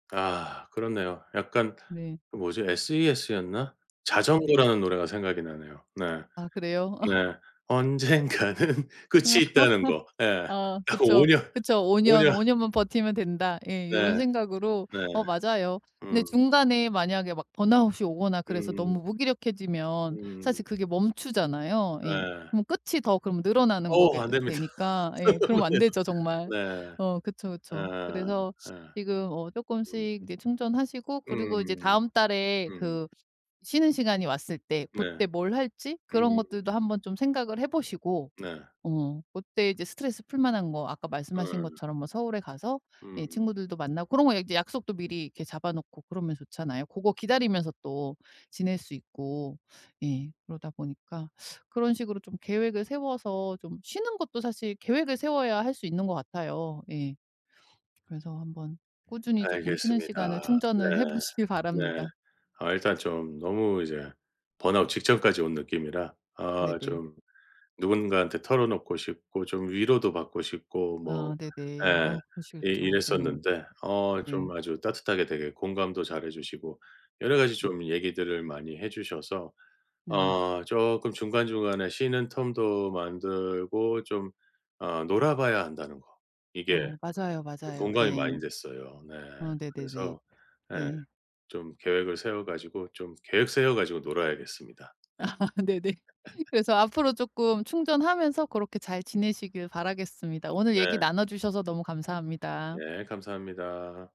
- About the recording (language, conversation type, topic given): Korean, advice, 쉬는 시간 없이 일하다가 번아웃 직전이라고 느끼는 이유는 무엇인가요?
- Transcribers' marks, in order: laugh; singing: "언젠가는"; laughing while speaking: "언젠가는"; laugh; laughing while speaking: "오 년, 오 년"; other background noise; laughing while speaking: "안됩니다"; unintelligible speech; in English: "번아웃"; laugh; laughing while speaking: "네네"; laugh